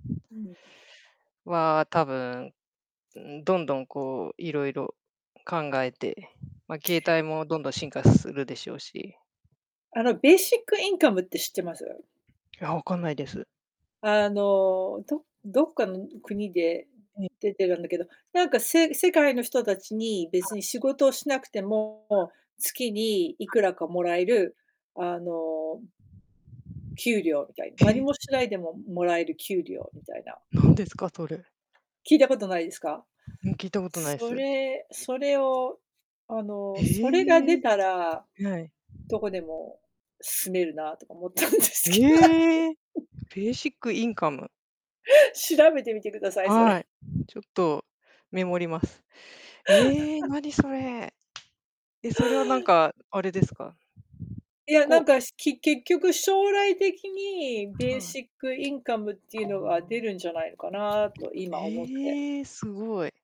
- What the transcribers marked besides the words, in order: distorted speech; laughing while speaking: "思ったんですけど"; laugh; chuckle; tapping; alarm
- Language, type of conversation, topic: Japanese, unstructured, 10年後、あなたはどんな暮らしをしていると思いますか？